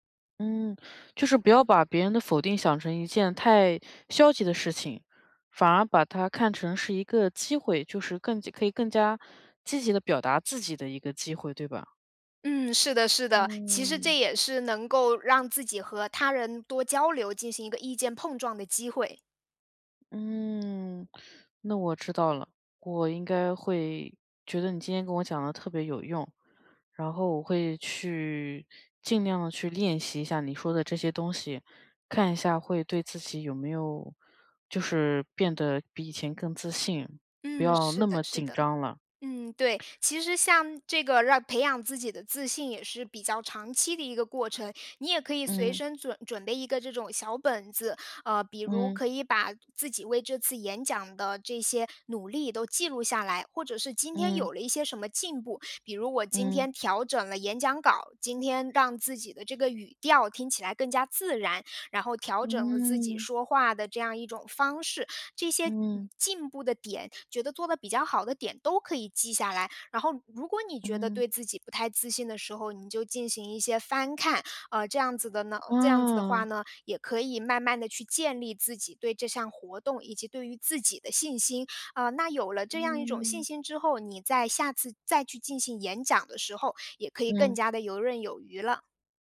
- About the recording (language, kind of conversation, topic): Chinese, advice, 在群体中如何更自信地表达自己的意见？
- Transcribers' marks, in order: tapping; other noise; other background noise